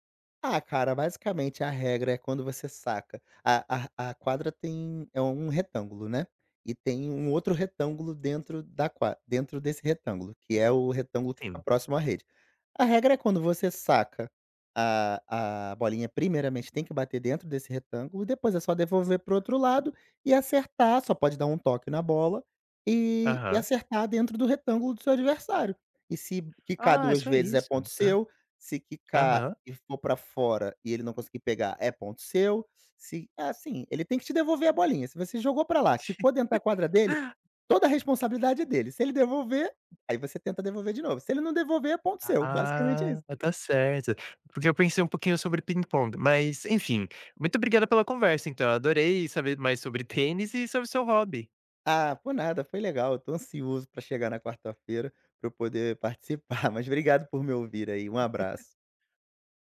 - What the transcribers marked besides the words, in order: tapping; laugh; drawn out: "Ah"; laughing while speaking: "participar"; laugh
- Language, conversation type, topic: Portuguese, podcast, Como você redescobriu um hobby que tinha abandonado?